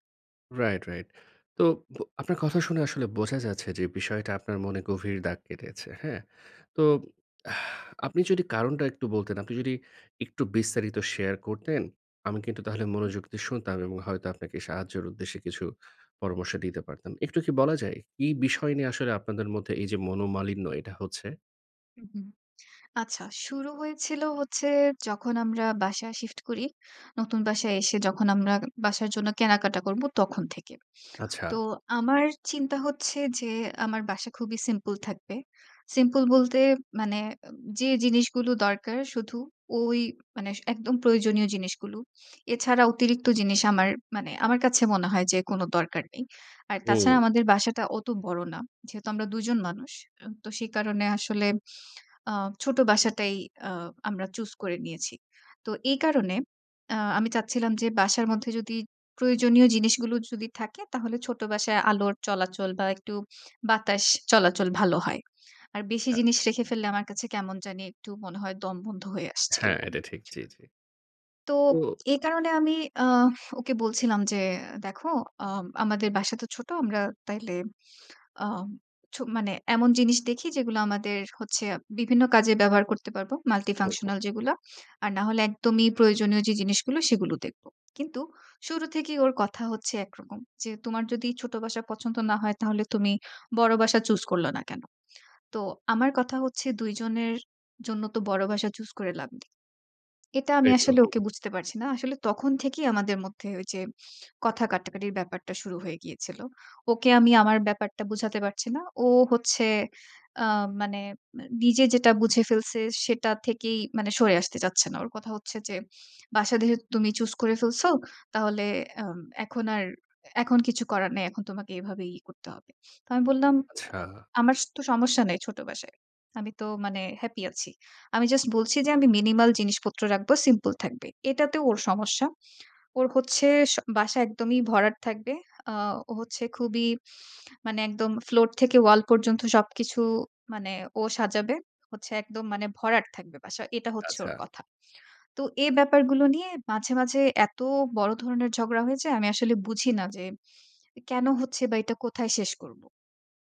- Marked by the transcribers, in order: tapping; "জিনিসগুলো" said as "জিনিসগুলু"; in English: "multifunctional"; "দেখে" said as "দেহে"
- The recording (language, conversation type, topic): Bengali, advice, মিনিমালিজম অনুসরণ করতে চাই, কিন্তু পরিবার/সঙ্গী সমর্থন করে না